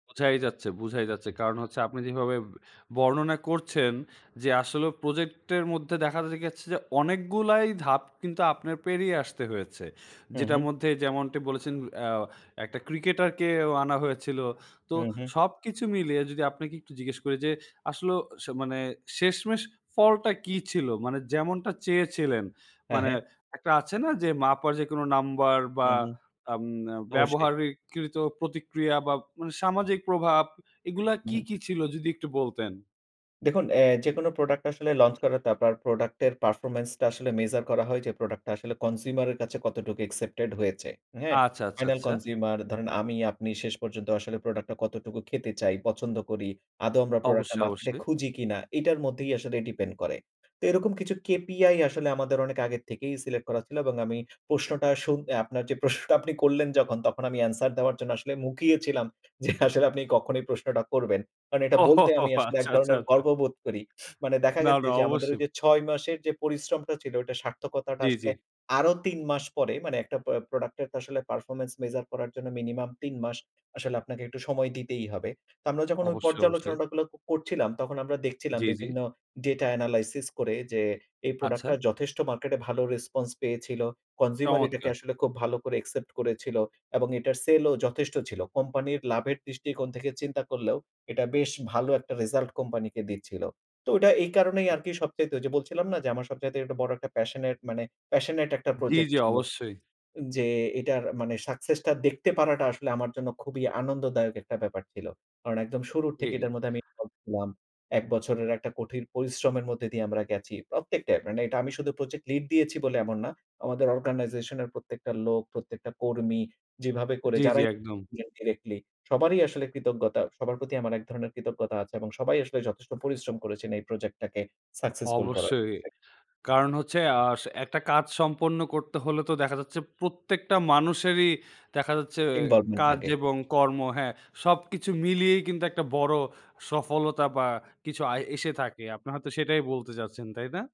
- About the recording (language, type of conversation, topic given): Bengali, podcast, আপনার সবচেয়ে বড় প্রকল্প কোনটি ছিল?
- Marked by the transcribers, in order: laughing while speaking: "যে আসলে"; laughing while speaking: "ও! হো, হো, হো, আচ্ছা, আচ্ছা, আচ্ছা"